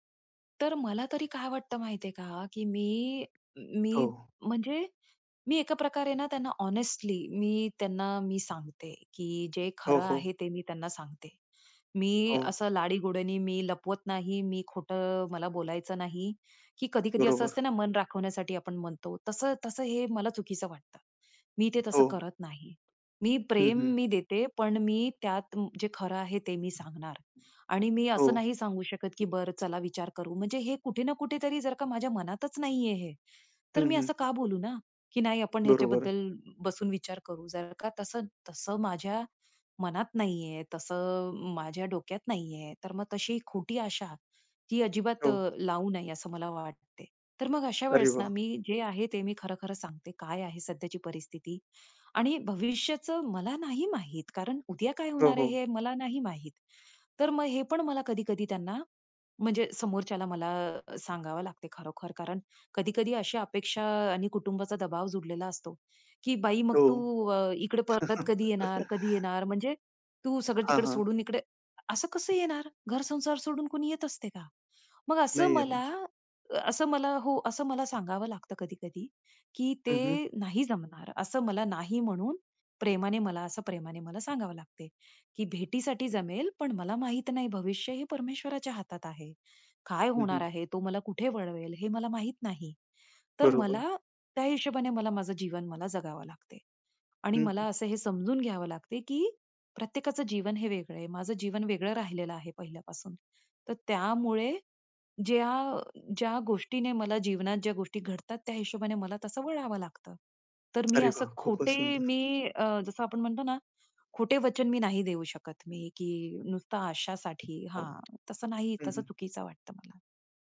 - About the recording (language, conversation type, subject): Marathi, podcast, निर्णय घेताना कुटुंबाचा दबाव आणि स्वतःचे ध्येय तुम्ही कसे जुळवता?
- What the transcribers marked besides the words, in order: tapping; in English: "हॉनेस्टली"; other background noise; chuckle